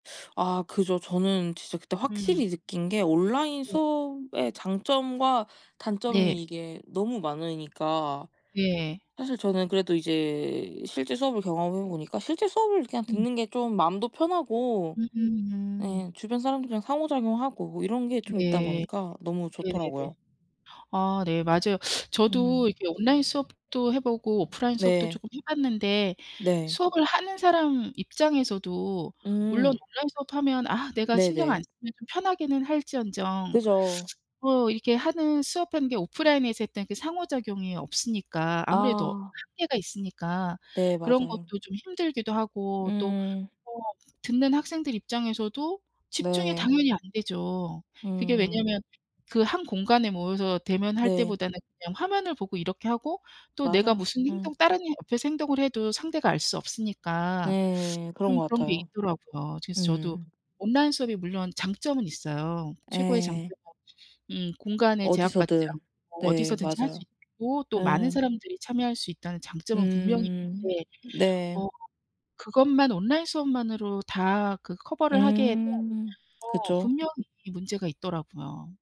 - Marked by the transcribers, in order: other background noise
- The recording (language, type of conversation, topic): Korean, unstructured, 온라인 수업이 대면 수업과 어떤 점에서 다르다고 생각하나요?